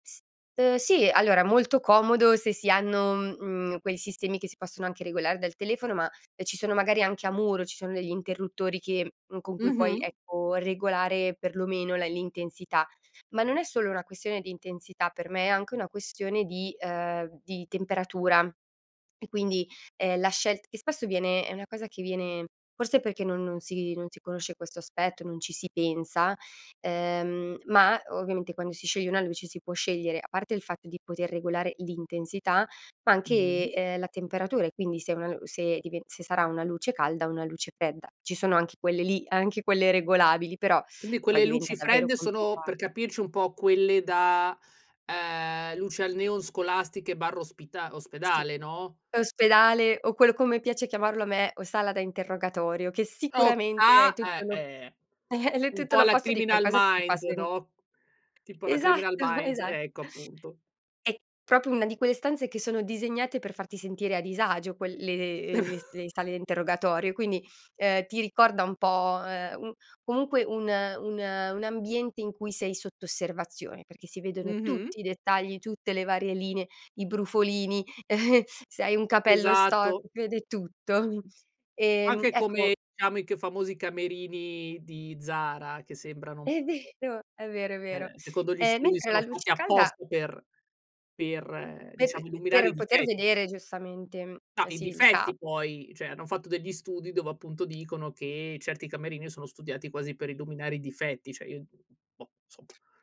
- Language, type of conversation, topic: Italian, podcast, Quali piccoli gesti rendono una casa più accogliente per te?
- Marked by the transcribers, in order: "questione" said as "quessione"; chuckle; unintelligible speech; laughing while speaking: "Esatto, esa"; chuckle; "proprio" said as "propio"; chuckle; chuckle; chuckle; "diciamo" said as "ciamo"; unintelligible speech; "cioè" said as "ceh"; "cioè" said as "ceh"; unintelligible speech; "insomma" said as "nsomma"